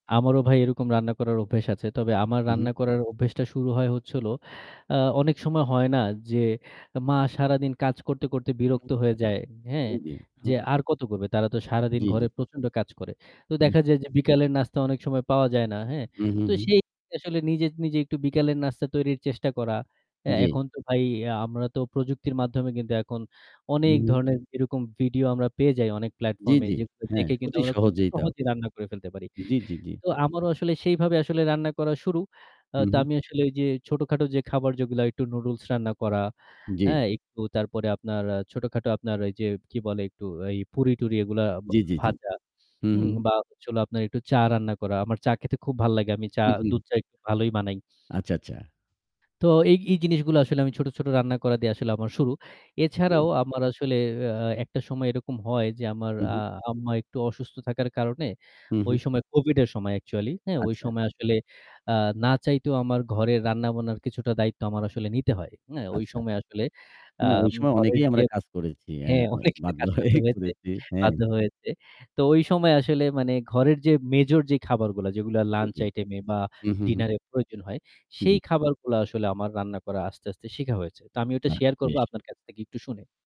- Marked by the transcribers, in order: static; unintelligible speech; unintelligible speech; distorted speech; "আচ্ছা" said as "আচ্চাচা"; "দিয়ে" said as "দিয়া"; laughing while speaking: "অনেকেরই কাজ করতে হয়েছে"; "করেছি" said as "করেচি"; laughing while speaking: "হয়েই"
- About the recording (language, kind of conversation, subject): Bengali, unstructured, রান্না শেখার সবচেয়ে মজার স্মৃতিটা কী?